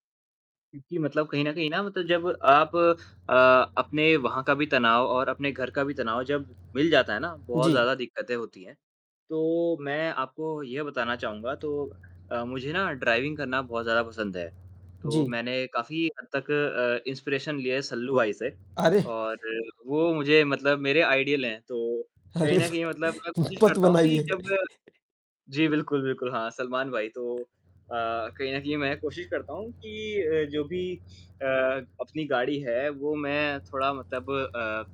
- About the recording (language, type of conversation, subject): Hindi, unstructured, जब काम बहुत ज़्यादा हो जाता है, तो आप तनाव से कैसे निपटते हैं?
- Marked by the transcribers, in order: static; distorted speech; mechanical hum; in English: "ड्राइविंग"; in English: "इंस्पिरेशन"; in English: "आइडल"; laughing while speaking: "अरे भाई! मत बनाइए"